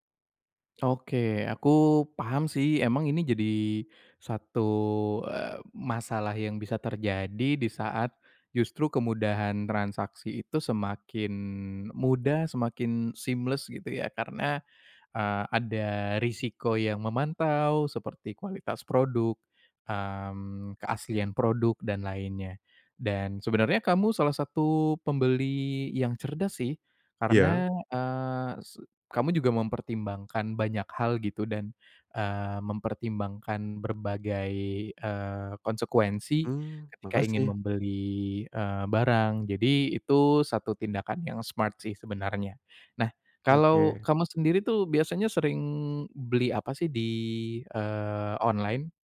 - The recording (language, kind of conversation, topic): Indonesian, advice, Bagaimana cara mengetahui kualitas barang saat berbelanja?
- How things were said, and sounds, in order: in English: "seamless"; in English: "smart"